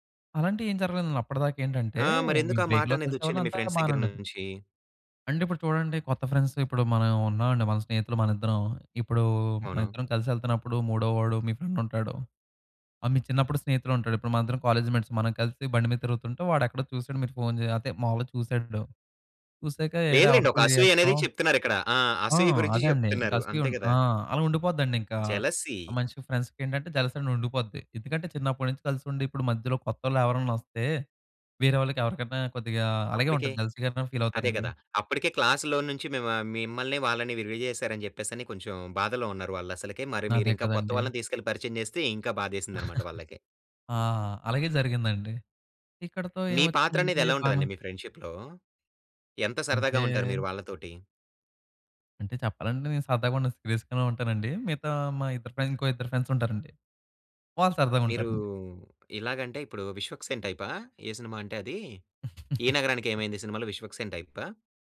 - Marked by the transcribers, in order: in English: "బ్రేక్‌లో"; in English: "ఫ్రెండ్స్"; in English: "ఫ్రెండ్స్"; in English: "ఫ్రెండ్స్"; in English: "కాలేజ్ మేట్స్"; in English: "జెలసీ"; in English: "ఫ్రెండ్స్"; in English: "జలసీ"; in English: "జలసీగానే ఫీల్"; in English: "క్లాస్‌లో"; giggle; unintelligible speech; in English: "ఫ్రెండ్‌షిప్‌లో?"; in English: "సీరియస్‌గానే"; in English: "ఫ్రెండ్స్"; in English: "ఫ్రెండ్స్"; giggle
- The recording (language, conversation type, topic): Telugu, podcast, ఒక కొత్త సభ్యుడిని జట్టులో ఎలా కలుపుకుంటారు?